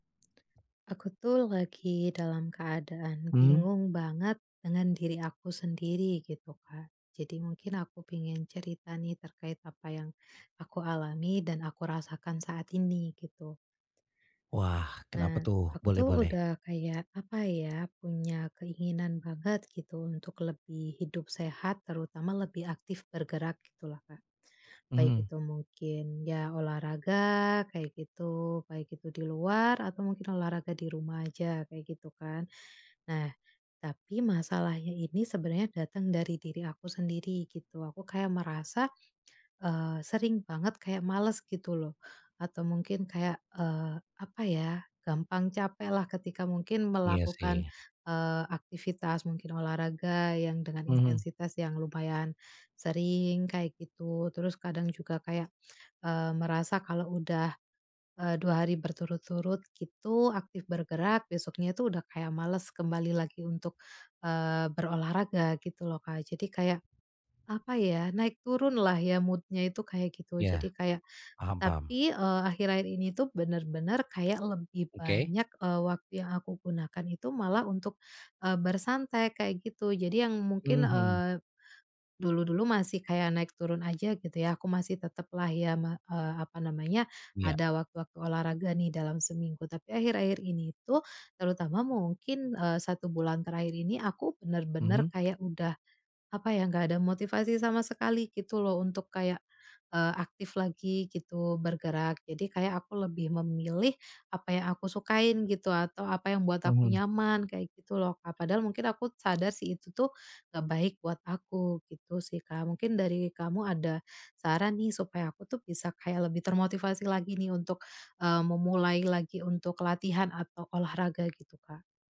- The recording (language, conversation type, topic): Indonesian, advice, Bagaimana cara tetap termotivasi untuk lebih sering bergerak setiap hari?
- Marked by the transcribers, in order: tapping; other background noise; in English: "mood-nya"